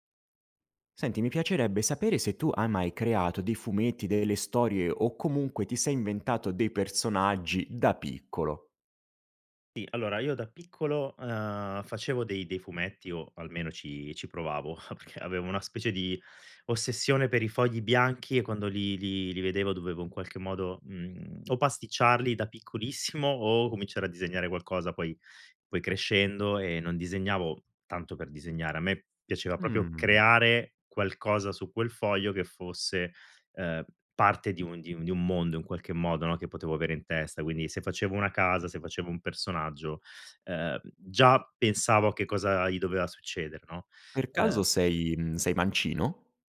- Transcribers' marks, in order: chuckle; "proprio" said as "propio"; tapping
- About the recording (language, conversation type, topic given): Italian, podcast, Hai mai creato fumetti, storie o personaggi da piccolo?